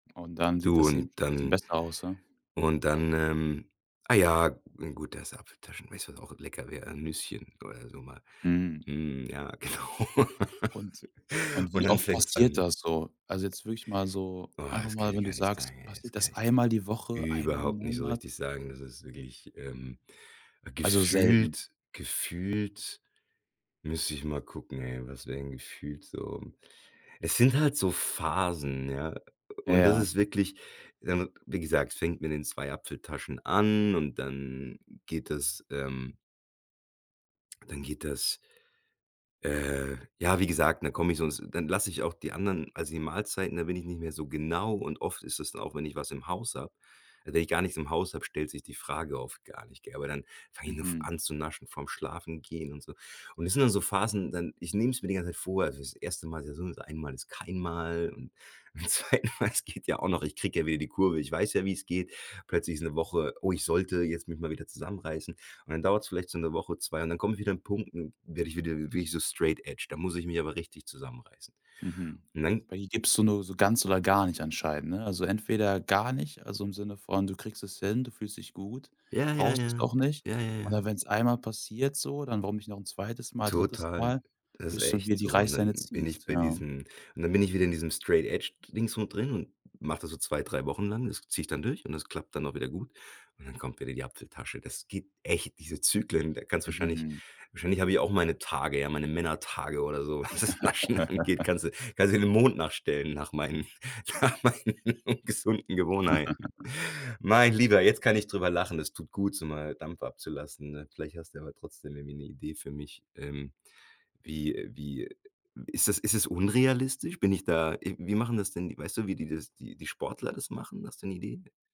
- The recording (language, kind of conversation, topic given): German, advice, Wie kann ich gesunde Essgewohnheiten beibehalten, statt zu oft zu naschen?
- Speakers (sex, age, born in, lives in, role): male, 25-29, Germany, Germany, advisor; male, 40-44, Germany, Germany, user
- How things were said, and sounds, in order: other background noise; laugh; tapping; laughing while speaking: "zweiten Mal, es geht"; in English: "straight edge"; in English: "Straight Edge"; chuckle; laughing while speaking: "was das Naschen angeht"; laughing while speaking: "nach meinen gesunden"; chuckle